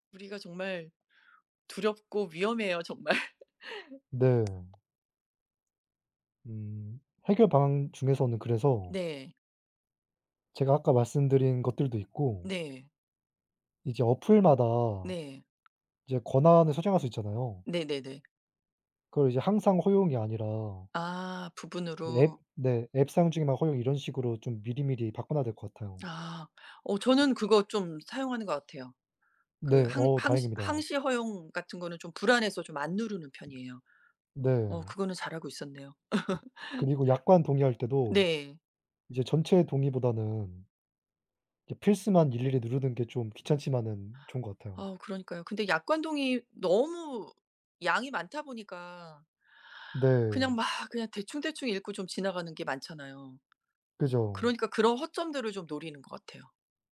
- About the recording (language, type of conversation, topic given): Korean, unstructured, 기술 발전으로 개인정보가 위험해질까요?
- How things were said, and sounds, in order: laughing while speaking: "정말"; laugh; tapping; other background noise; laugh